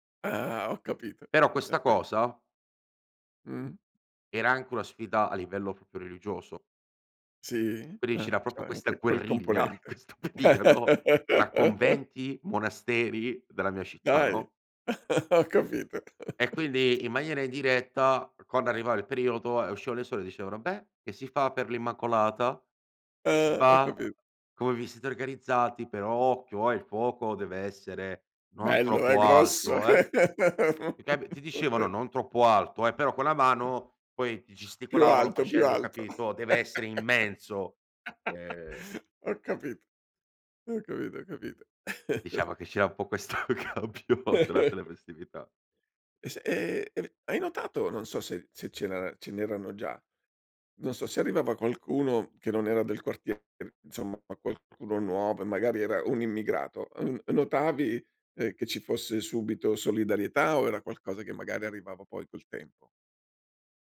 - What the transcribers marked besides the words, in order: laughing while speaking: "in questo periodo"; chuckle; chuckle; chuckle; laugh; chuckle; laughing while speaking: "questo durante le festività"; unintelligible speech; chuckle
- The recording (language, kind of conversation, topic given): Italian, podcast, Quali valori dovrebbero unire un quartiere?